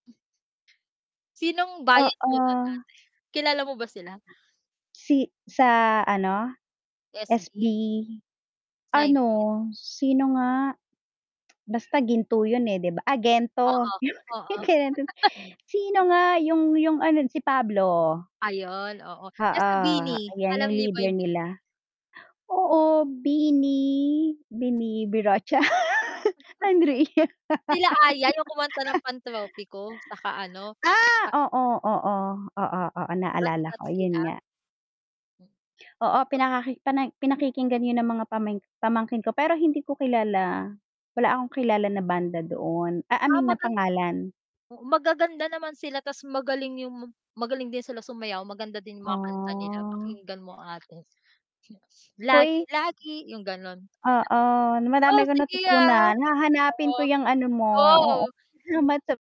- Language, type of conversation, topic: Filipino, unstructured, Ano ang paborito mong uri ng musika at bakit?
- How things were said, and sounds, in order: distorted speech; tapping; mechanical hum; chuckle; unintelligible speech; laugh; chuckle; snort; laughing while speaking: "Andrea"; laugh; drawn out: "Ah"; static; singing: "Lagi-lagi"; unintelligible speech